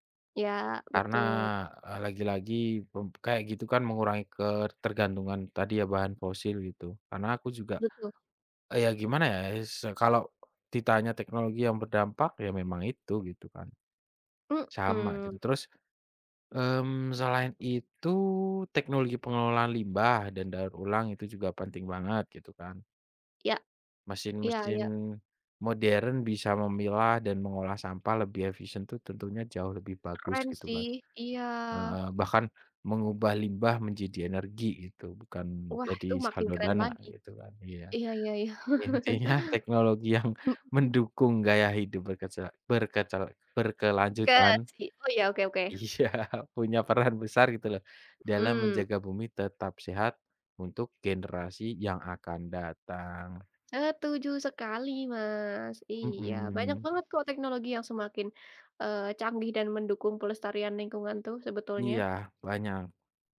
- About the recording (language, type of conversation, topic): Indonesian, unstructured, Bagaimana peran teknologi dalam menjaga kelestarian lingkungan saat ini?
- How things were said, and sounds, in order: laughing while speaking: "Intinya teknologi yang"; laugh; laughing while speaking: "Iya"